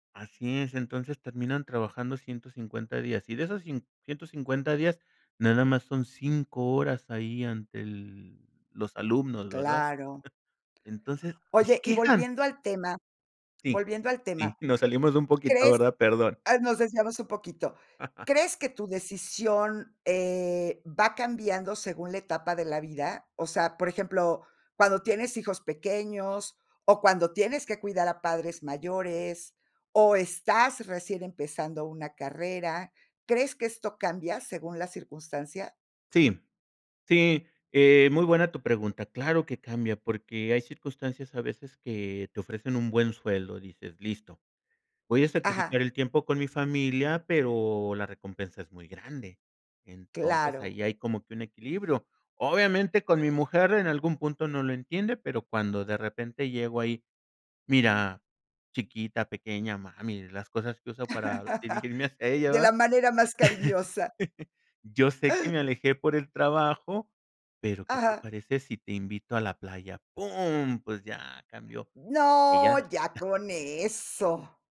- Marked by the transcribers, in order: chuckle; laugh; laugh; chuckle; chuckle
- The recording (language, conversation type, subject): Spanish, podcast, ¿Qué te lleva a priorizar a tu familia sobre el trabajo, o al revés?